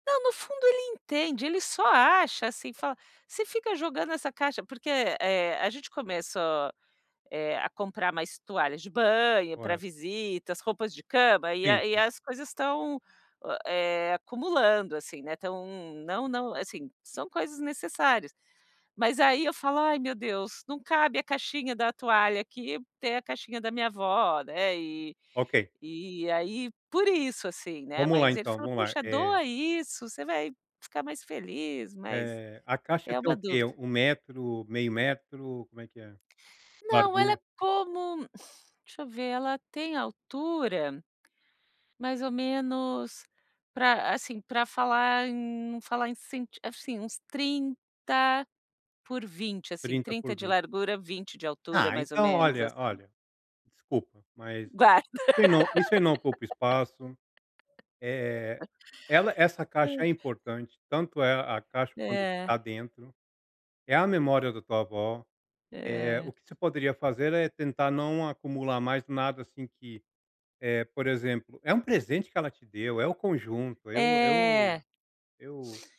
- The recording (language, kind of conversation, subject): Portuguese, advice, Como posso criar mais memórias em vez de acumular objetos?
- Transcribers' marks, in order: other noise; tapping; laugh